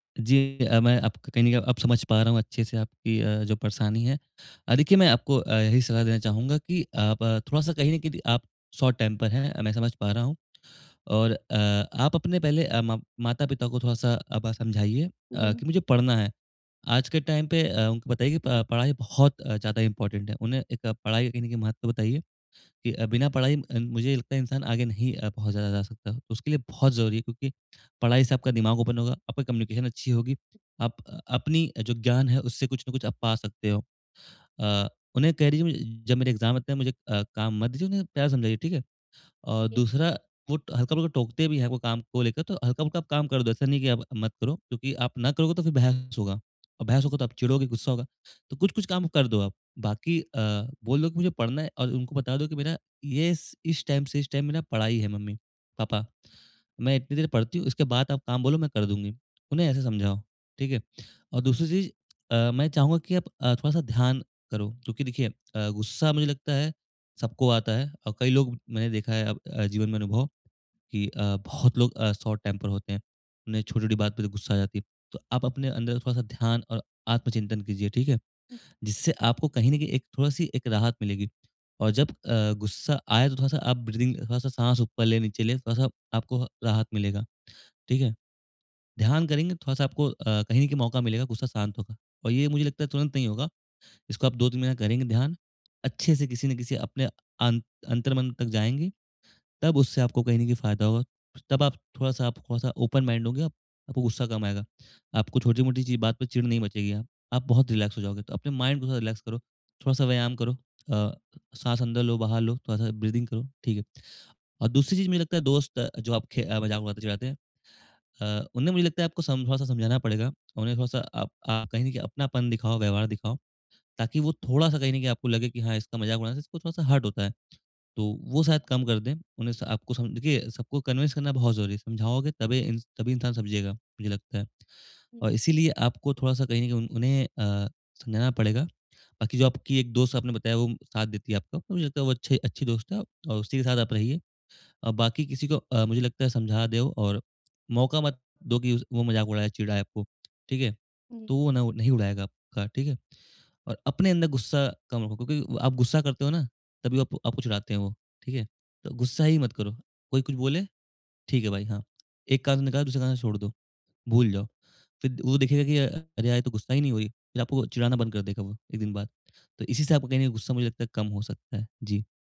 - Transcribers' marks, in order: in English: "शॉर्ट टेंपर"; in English: "टाइम"; in English: "इम्पोर्टेंट"; in English: "ओपन"; in English: "कम्युनिकेशन"; in English: "एग्ज़ाम"; in English: "टाइम"; in English: "टाइम"; in English: "शॉर्ट टेंपर"; in English: "ब्रीथिंग"; in English: "ओपन माइंड"; in English: "रिलैक्स"; in English: "माइंड"; in English: "रिलैक्स"; in English: "ब्रीथिंग"; in English: "हर्ट"; in English: "कन्विंस"
- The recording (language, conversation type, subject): Hindi, advice, मुझे बार-बार छोटी-छोटी बातों पर गुस्सा क्यों आता है और यह कब तथा कैसे होता है?